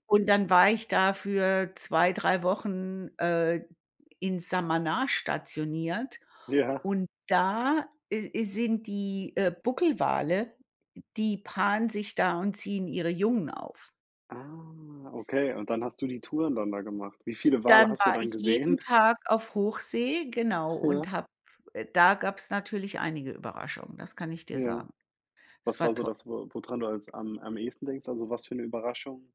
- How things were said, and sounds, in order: tapping; other background noise; drawn out: "Ah"; snort; unintelligible speech
- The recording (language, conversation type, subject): German, unstructured, Was war dein überraschendstes Erlebnis bei der Arbeit?